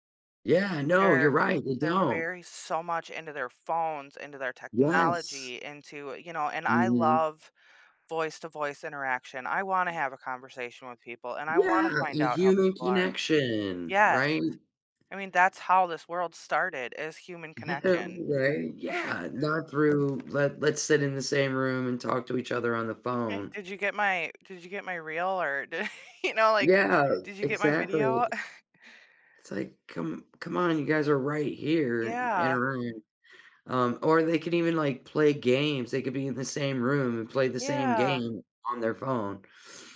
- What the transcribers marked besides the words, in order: other background noise; chuckle; chuckle; tapping; laughing while speaking: "d you know"; chuckle
- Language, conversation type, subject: English, unstructured, What are your thoughts on city living versus country living?
- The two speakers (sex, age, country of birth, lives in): female, 35-39, United States, United States; female, 55-59, United States, United States